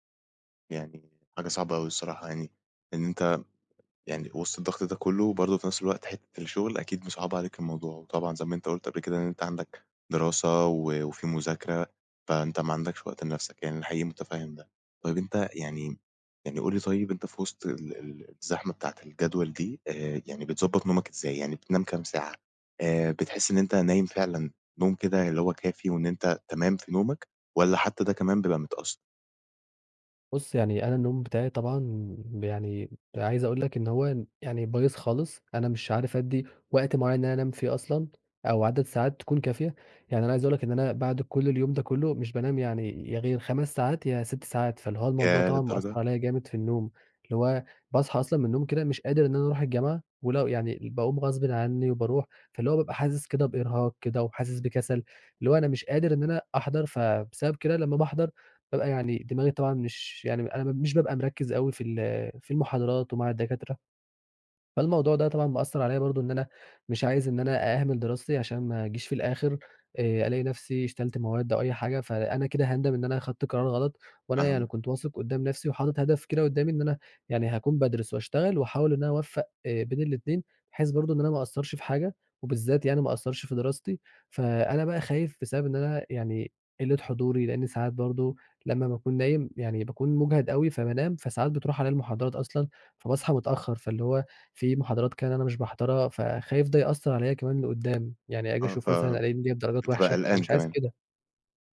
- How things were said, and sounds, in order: other background noise; "شيلت" said as "اشتلت"; tapping
- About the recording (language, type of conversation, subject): Arabic, advice, إيه اللي بيخليك تحس بإرهاق من كتر المواعيد ومفيش وقت تريح فيه؟